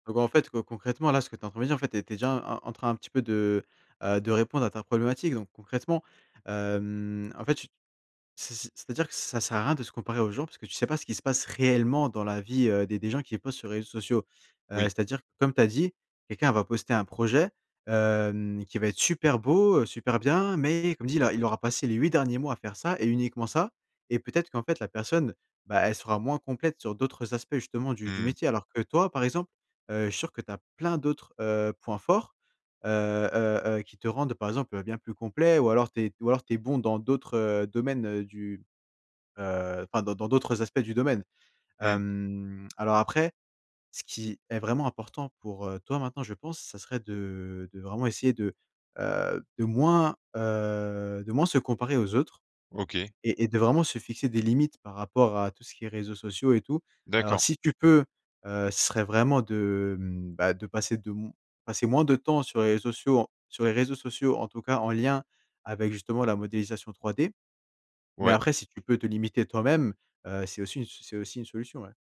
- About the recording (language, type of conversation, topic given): French, advice, Comment arrêter de me comparer aux autres quand cela bloque ma confiance créative ?
- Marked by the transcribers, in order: other background noise; stressed: "réellement"; drawn out: "Hem"; drawn out: "heu"